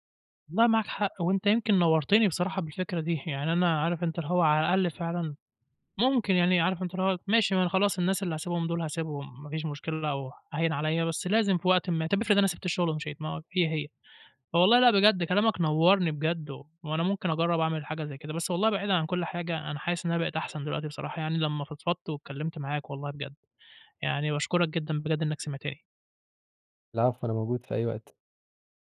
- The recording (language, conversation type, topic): Arabic, advice, إيه توقعات أهلك منك بخصوص إنك تختار مهنة معينة؟
- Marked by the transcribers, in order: none